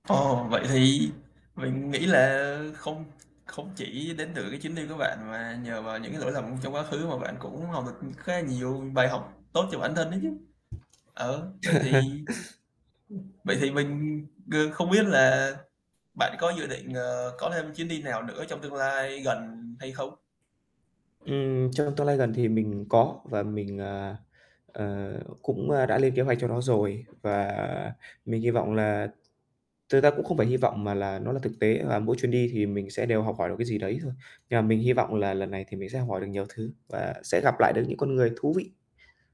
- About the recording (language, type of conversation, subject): Vietnamese, podcast, Bạn đã từng có chuyến đi nào khiến bạn thay đổi không?
- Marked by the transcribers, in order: static; other background noise; tapping; chuckle; distorted speech